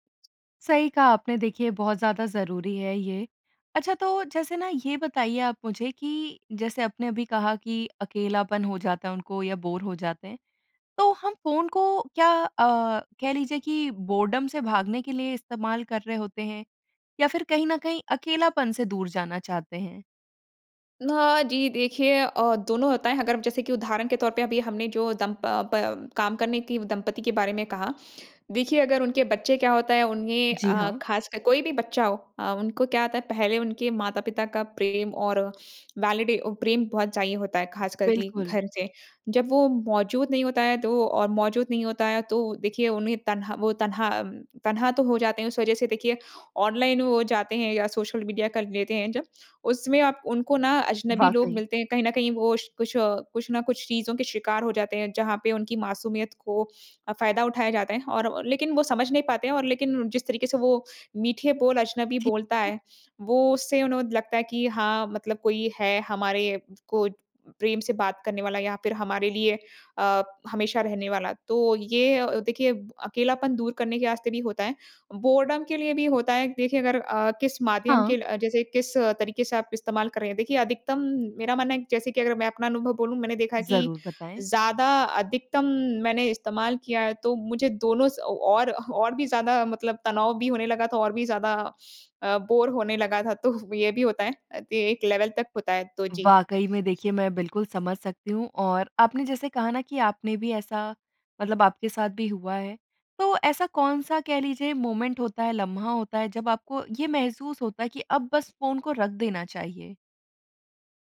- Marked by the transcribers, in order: in English: "बोर"; in English: "बोरडम"; other background noise; other noise; "रास्ते" said as "आस्ते"; in English: "बोरडम"; in English: "बोर"; in English: "लेवल"; tapping; in English: "मोमेंट"
- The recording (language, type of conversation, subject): Hindi, podcast, आप फ़ोन या सोशल मीडिया से अपना ध्यान भटकने से कैसे रोकते हैं?